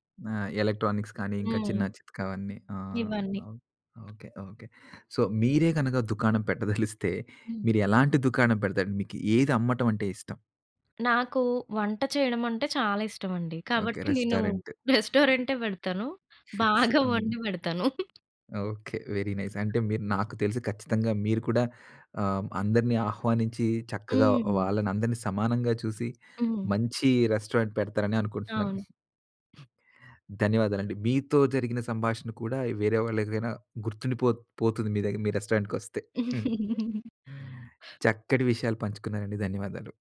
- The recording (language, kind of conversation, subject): Telugu, podcast, రోడ్డుపక్కన ఉన్న చిన్న దుకాణదారితో మీరు మాట్లాడిన మాటల్లో మీకు ఇప్పటికీ గుర్తుండిపోయిన సంభాషణ ఏదైనా ఉందా?
- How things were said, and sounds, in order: in English: "ఎలక్ట్రానిక్స్"; in English: "సో"; chuckle; in English: "రెస్టారెంట్"; other background noise; in English: "ఫిక్స్"; in English: "వెరీ నైస్"; laugh; in English: "రెస్టారెంట్"; in English: "రెస్టారెంట్"; other noise